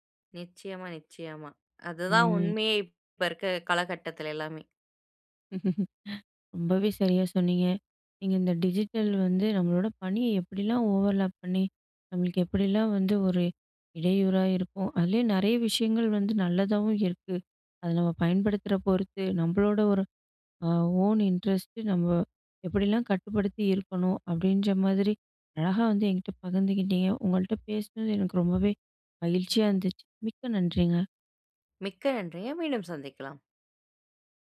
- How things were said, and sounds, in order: other background noise; chuckle; in English: "டிஜிட்டல்"; in English: "ஓவர்லாப்"; in English: "ஓன் இன்ட்ரெஸ்ட்டு"
- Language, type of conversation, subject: Tamil, podcast, பணியும் தனிப்பட்ட வாழ்க்கையும் டிஜிட்டல் வழியாக கலந்துபோகும்போது, நீங்கள் எல்லைகளை எப்படி அமைக்கிறீர்கள்?